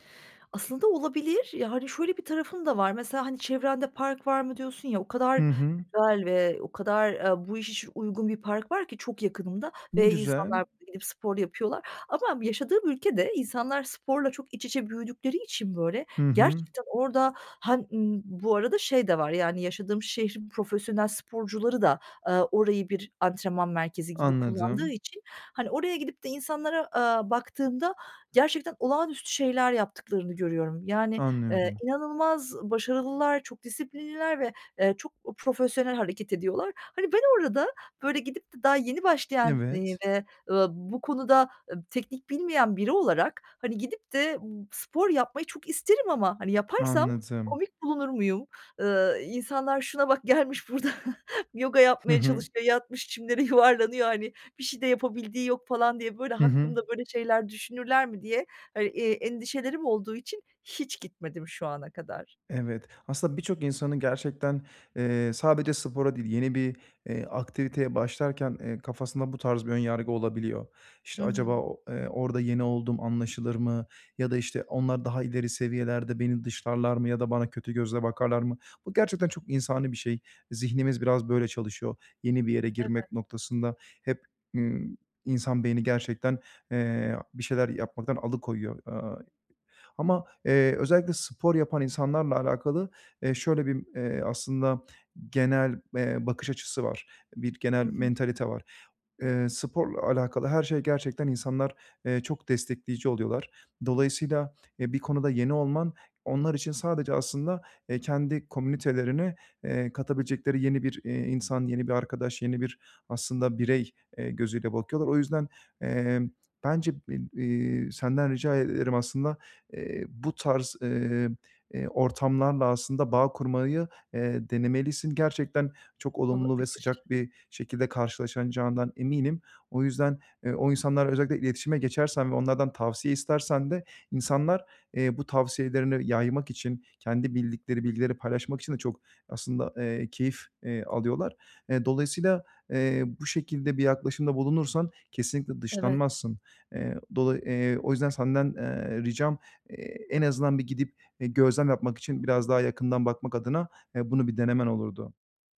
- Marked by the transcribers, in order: chuckle; "mantalite" said as "mentalite"; other background noise
- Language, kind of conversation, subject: Turkish, advice, Motivasyonumu nasıl uzun süre koruyup düzenli egzersizi alışkanlığa dönüştürebilirim?